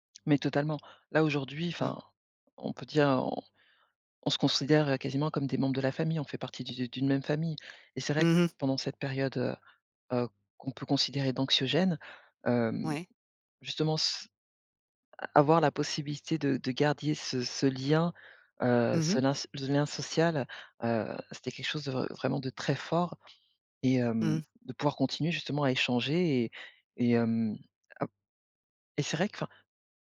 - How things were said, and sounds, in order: "garder" said as "gardier"
- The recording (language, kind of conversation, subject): French, podcast, Pourquoi le fait de partager un repas renforce-t-il souvent les liens ?